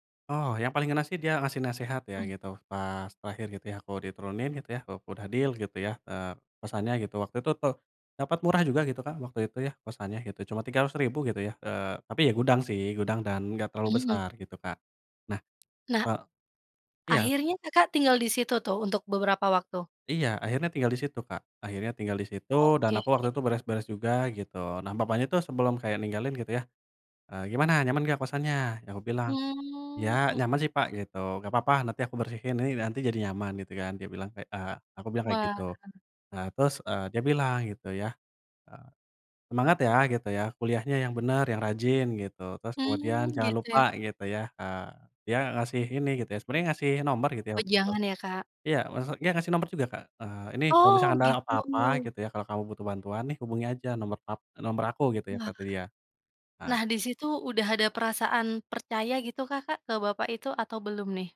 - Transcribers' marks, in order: in English: "deal"; tapping
- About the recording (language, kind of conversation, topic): Indonesian, podcast, Pernah ketemu orang baik waktu lagi nyasar?